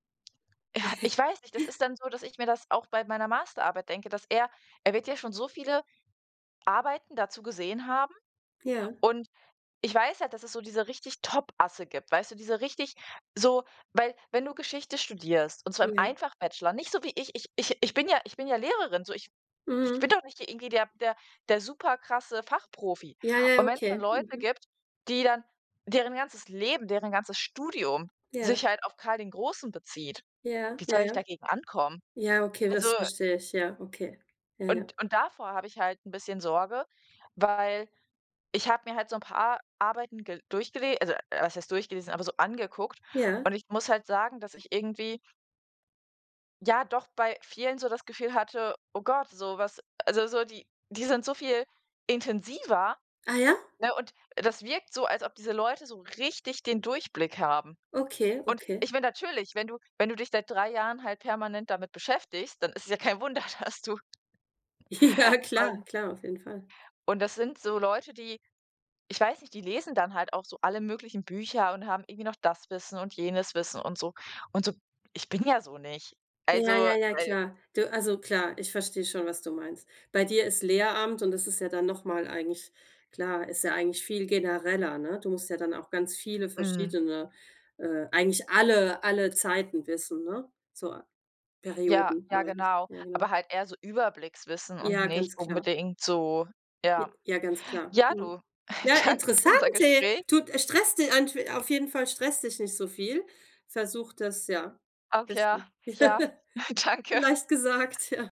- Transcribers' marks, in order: other noise; chuckle; stressed: "intensiver"; laughing while speaking: "kein Wunder, dass du"; laughing while speaking: "Ja"; laughing while speaking: "danke für unser Gespräch"; unintelligible speech; laughing while speaking: "Ja"; laughing while speaking: "danke"; laughing while speaking: "gesagt"
- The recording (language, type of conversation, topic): German, unstructured, Wie beeinträchtigt Stress dein tägliches Leben?